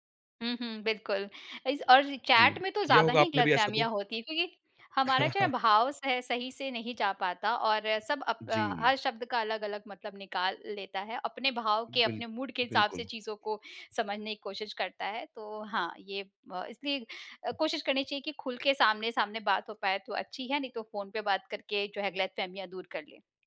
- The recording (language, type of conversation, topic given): Hindi, podcast, बिना सवाल पूछे मान लेने से गलतफहमियाँ कैसे पनपती हैं?
- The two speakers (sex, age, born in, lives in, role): female, 35-39, India, India, guest; male, 30-34, India, India, host
- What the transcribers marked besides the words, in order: in English: "चैट"; chuckle; in English: "मूड"